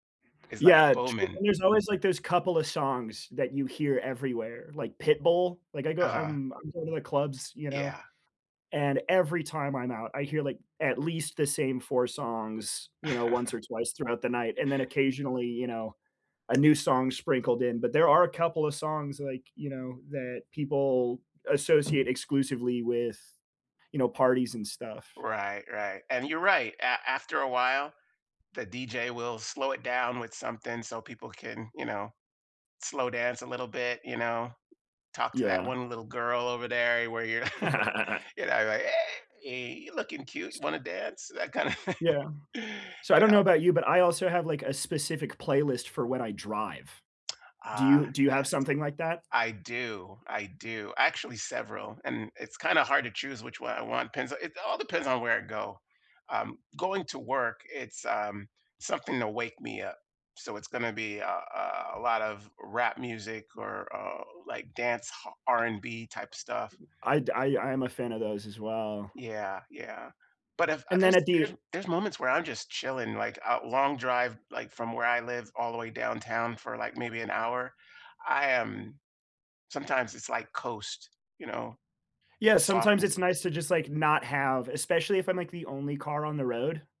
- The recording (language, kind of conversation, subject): English, unstructured, How should I use music to mark a breakup or celebration?
- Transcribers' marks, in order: other background noise; chuckle; tapping; chuckle; laugh; laughing while speaking: "thing"; "depends" said as "pends"